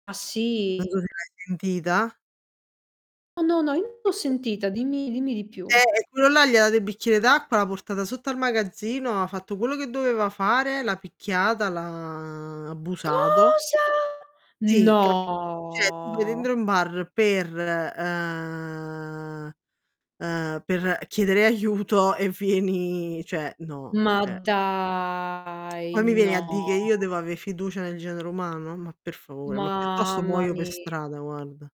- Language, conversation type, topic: Italian, unstructured, Come reagisci quando senti storie di gentilezza tra estranei?
- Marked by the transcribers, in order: distorted speech; tapping; unintelligible speech; static; drawn out: "ha"; surprised: "Cosa?!"; drawn out: "No!"; "cioè" said as "ceh"; "dentro" said as "dendro"; drawn out: "ehm"; laughing while speaking: "aiuto"; "cioè" said as "ceh"; "cioè" said as "ceh"; drawn out: "dai! No!"; other background noise; "piuttosto" said as "piuttosso"